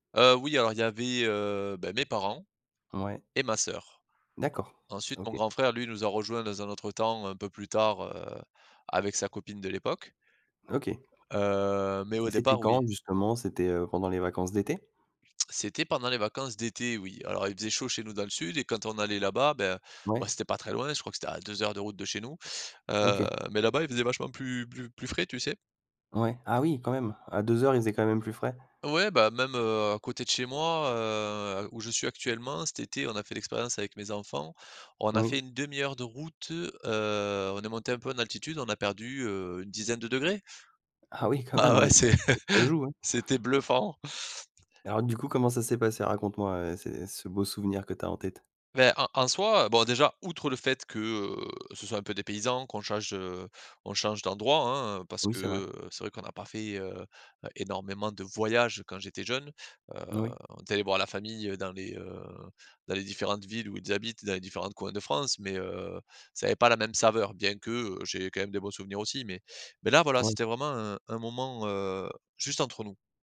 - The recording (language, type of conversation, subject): French, podcast, Quel est ton plus beau souvenir en famille ?
- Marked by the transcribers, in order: other background noise; tapping; laughing while speaking: "Ah ouais c'é c'était bluffant"; unintelligible speech